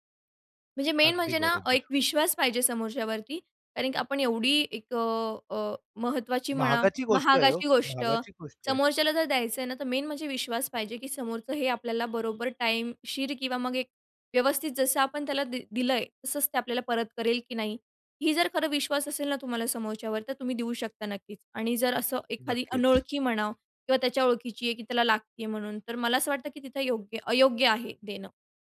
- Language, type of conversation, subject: Marathi, podcast, एखाद्याकडून मदत मागायची असेल, तर तुम्ही विनंती कशी करता?
- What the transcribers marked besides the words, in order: tapping; in English: "मेन"; other background noise; in English: "मेन"